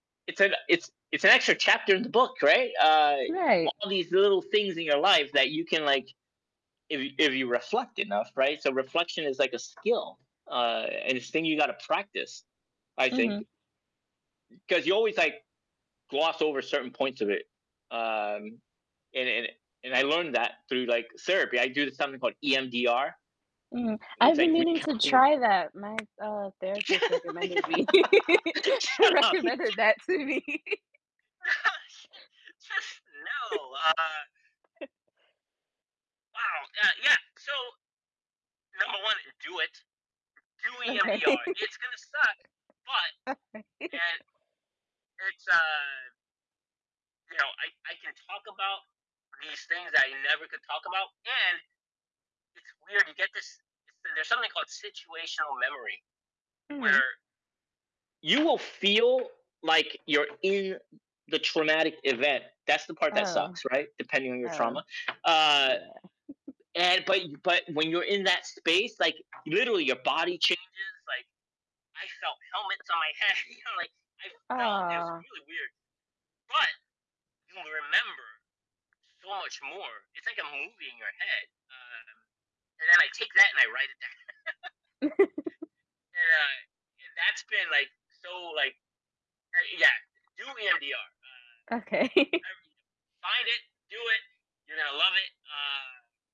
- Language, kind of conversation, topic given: English, unstructured, How do your experiences with failure shape your personal growth and goals?
- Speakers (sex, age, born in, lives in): female, 20-24, United States, United States; male, 50-54, United States, United States
- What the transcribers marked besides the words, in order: tapping; distorted speech; other background noise; laugh; laughing while speaking: "Shut up"; laugh; laughing while speaking: "recommended that to me"; laugh; laughing while speaking: "Just"; chuckle; laughing while speaking: "Okay"; giggle; chuckle; chuckle; laughing while speaking: "head"; stressed: "But"; laughing while speaking: "down"; laugh; chuckle; laughing while speaking: "Okay"; unintelligible speech; chuckle